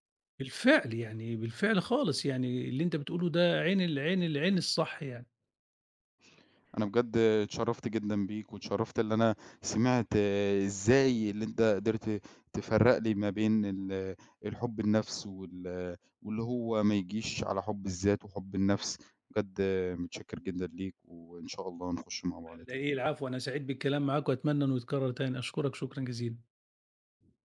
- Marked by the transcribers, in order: tapping
- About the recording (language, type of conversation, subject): Arabic, podcast, إزاي أتعلم أحب نفسي أكتر؟